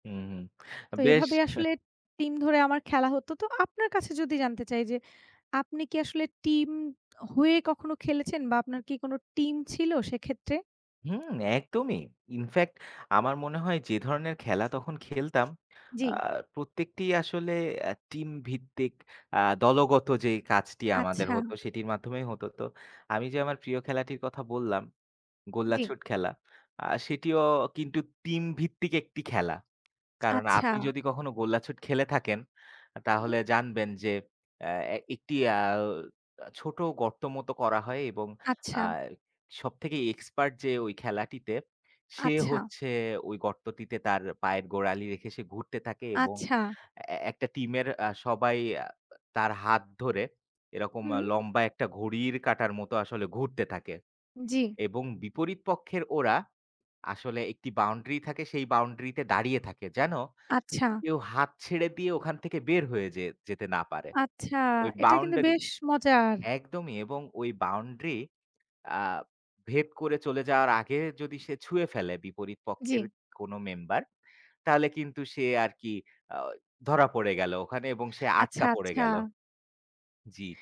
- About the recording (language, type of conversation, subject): Bengali, unstructured, আপনার কি কোনো প্রিয় খেলার মুহূর্ত মনে আছে?
- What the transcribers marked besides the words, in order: tapping